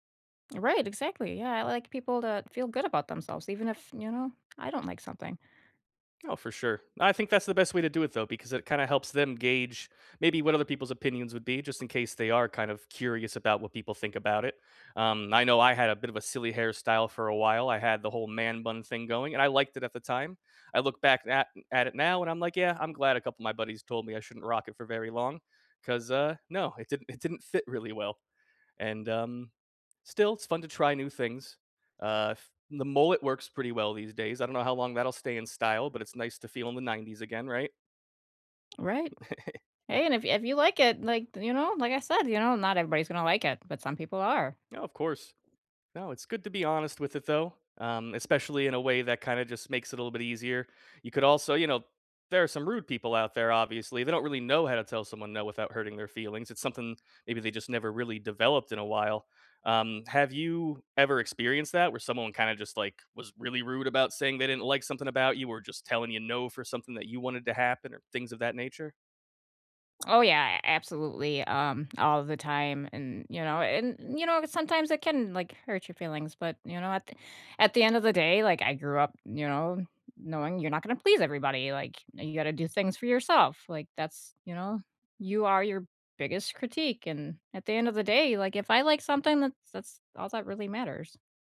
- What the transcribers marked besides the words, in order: laughing while speaking: "it didn't it didn't fit really"; chuckle; tapping
- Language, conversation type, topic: English, unstructured, What is a good way to say no without hurting someone’s feelings?